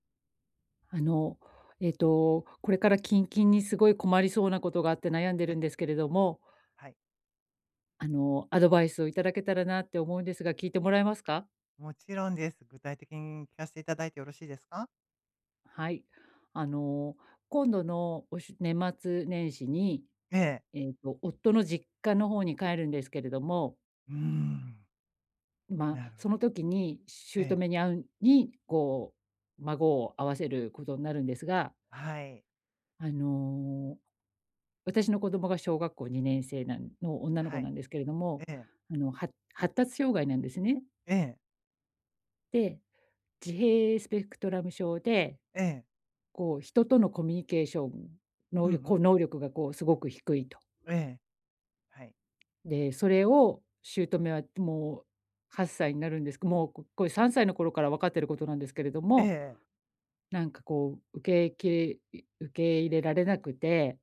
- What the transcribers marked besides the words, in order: none
- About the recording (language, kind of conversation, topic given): Japanese, advice, 育児方針の違いについて、パートナーとどう話し合えばよいですか？